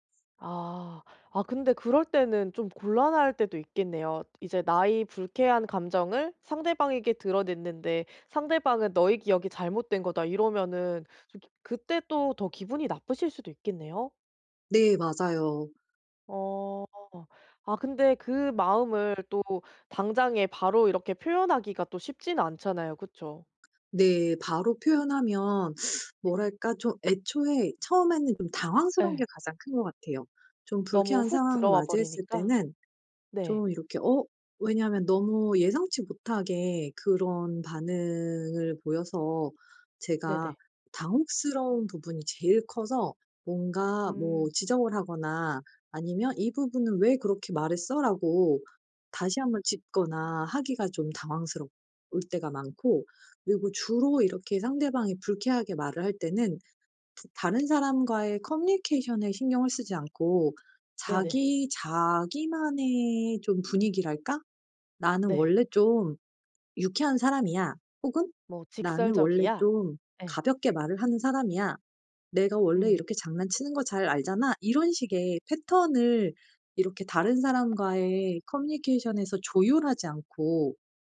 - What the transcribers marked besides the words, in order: other background noise; teeth sucking
- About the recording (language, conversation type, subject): Korean, advice, 감정을 더 솔직하게 표현하는 방법은 무엇인가요?